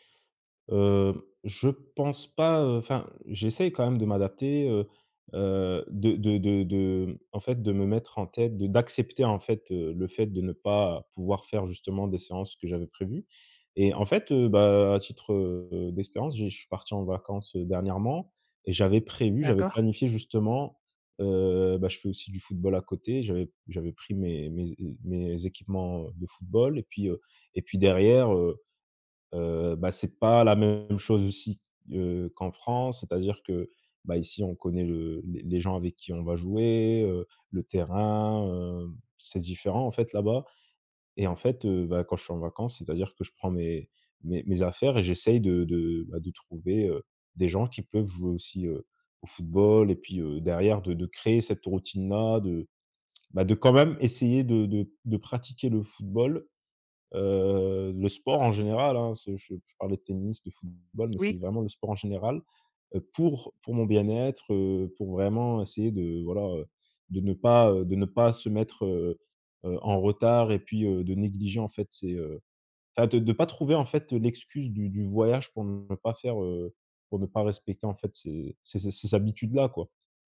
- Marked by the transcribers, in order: tapping
- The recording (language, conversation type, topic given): French, advice, Comment les voyages et les week-ends détruisent-ils mes bonnes habitudes ?